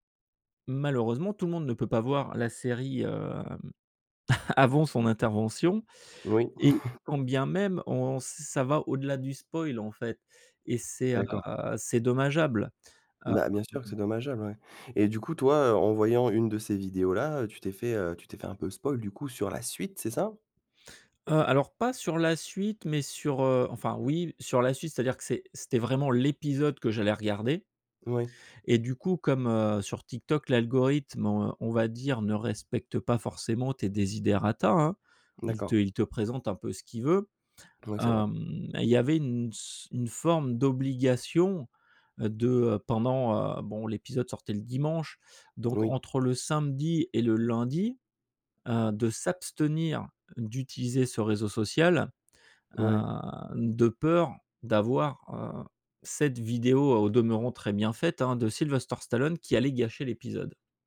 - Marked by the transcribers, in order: chuckle; in English: "spoil"; drawn out: "heu"; in English: "spoil"; drawn out: "heu"
- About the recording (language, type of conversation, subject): French, podcast, Pourquoi les spoilers gâchent-ils tant les séries ?